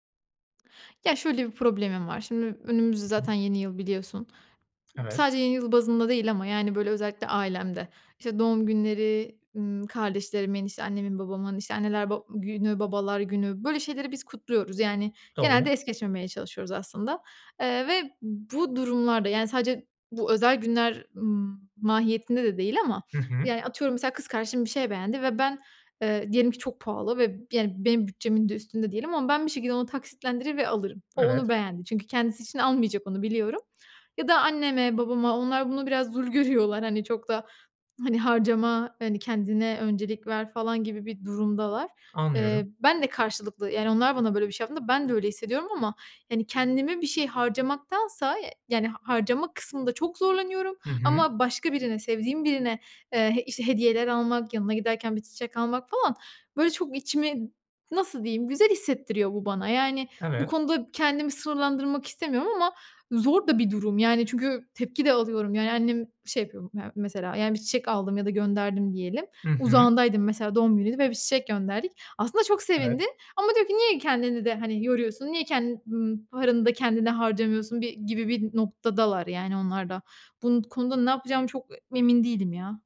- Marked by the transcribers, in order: other background noise; tapping
- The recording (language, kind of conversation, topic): Turkish, advice, Hediyeler için aşırı harcama yapıyor ve sınır koymakta zorlanıyor musunuz?
- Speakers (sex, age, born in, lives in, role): female, 25-29, Turkey, Italy, user; male, 35-39, Turkey, Hungary, advisor